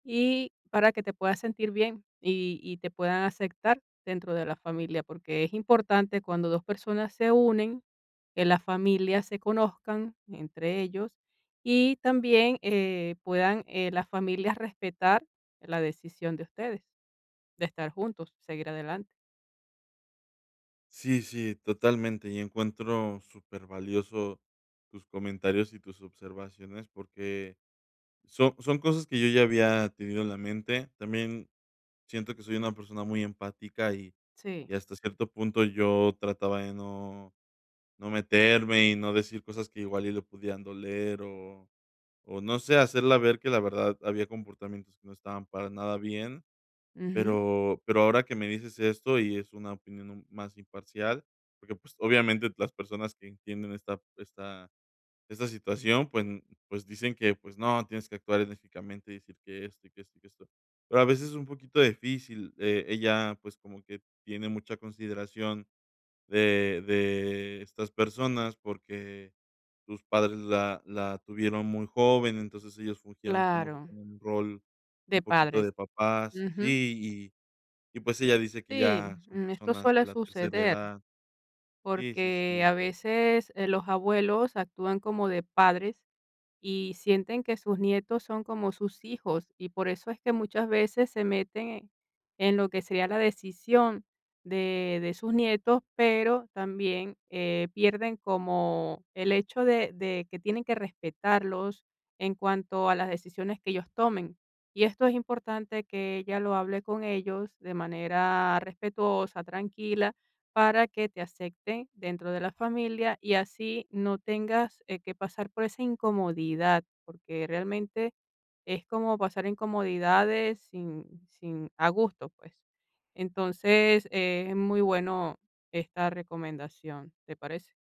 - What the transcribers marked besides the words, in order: "aceptar" said as "acectar"; background speech; "acepten" said as "acecten"
- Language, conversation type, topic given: Spanish, advice, ¿Cómo puedo establecer límites emocionales saludables con mi pareja sin que la relación se rompa?